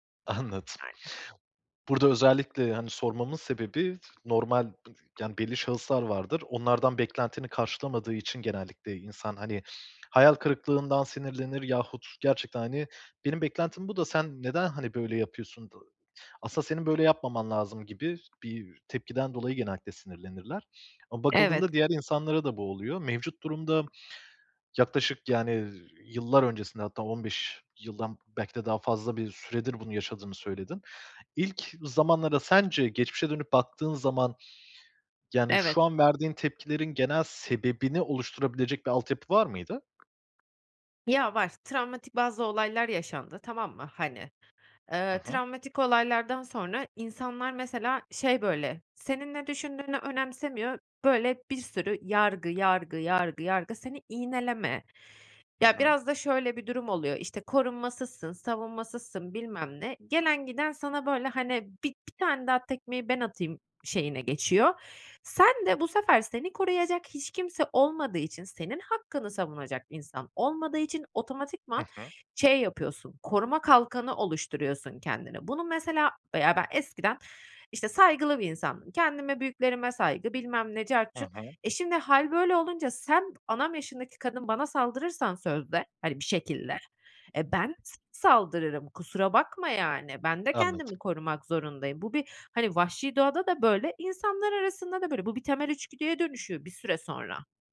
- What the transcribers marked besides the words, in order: trusting: "Anladım"; other background noise; unintelligible speech; sniff; other noise; sniff; tapping; unintelligible speech
- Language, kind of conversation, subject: Turkish, advice, Açlık veya stresliyken anlık dürtülerimle nasıl başa çıkabilirim?